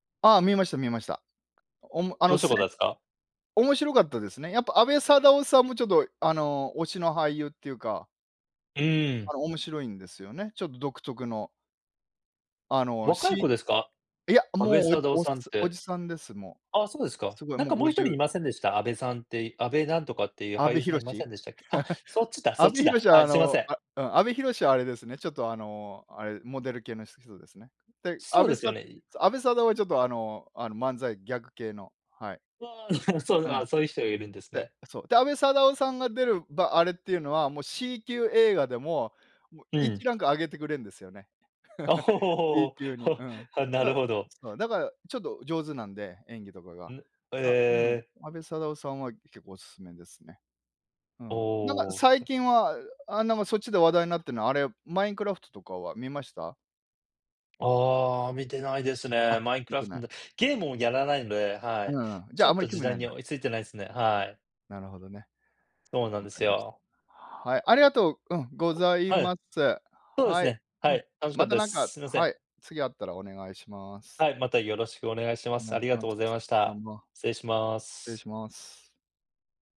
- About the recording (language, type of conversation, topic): Japanese, unstructured, 最近見た映画で、特に印象に残った作品は何ですか？
- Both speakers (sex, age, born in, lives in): male, 40-44, Japan, United States; male, 50-54, Japan, Japan
- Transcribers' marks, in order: chuckle; laugh; other noise; chuckle; laughing while speaking: "おお、なるほど"